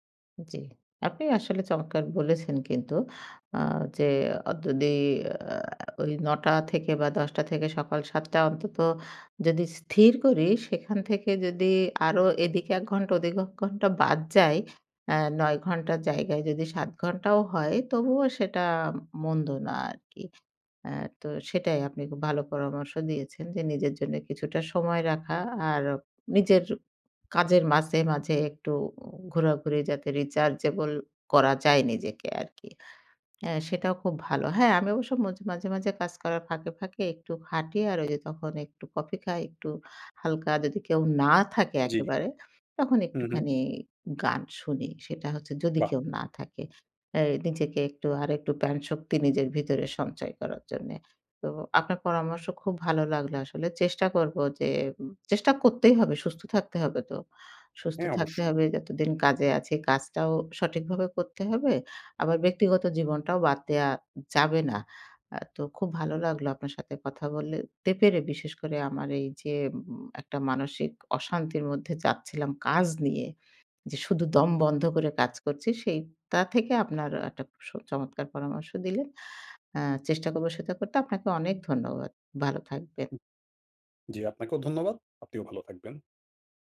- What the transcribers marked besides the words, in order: tapping; in English: "rechargeable"
- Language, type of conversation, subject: Bengali, advice, নতুন শিশু বা বড় দায়িত্বের কারণে আপনার আগের রুটিন ভেঙে পড়লে আপনি কীভাবে সামলাচ্ছেন?